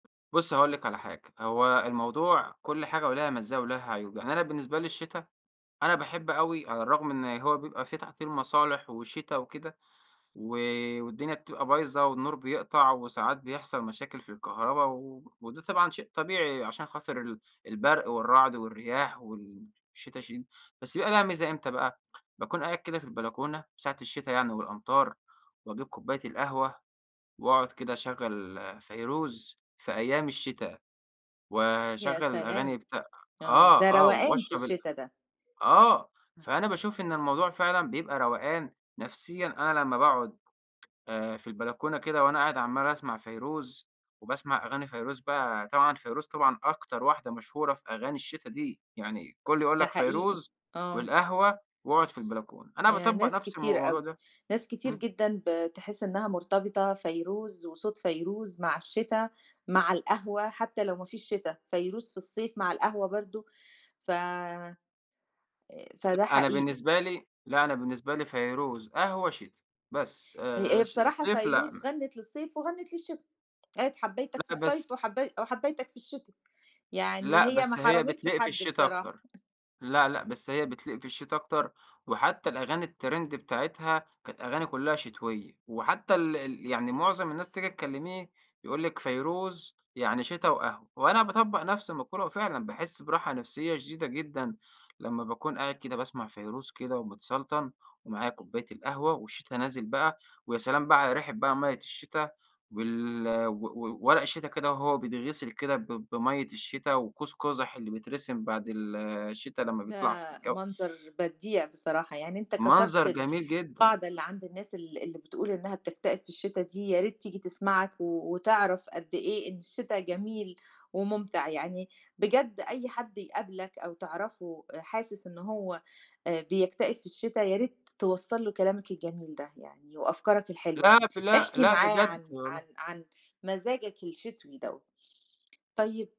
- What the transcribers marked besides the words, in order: tapping; other noise; in English: "الترند"
- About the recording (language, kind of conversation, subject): Arabic, podcast, إزاي المواسم بتأثر على صحة الإنسان ومزاجه؟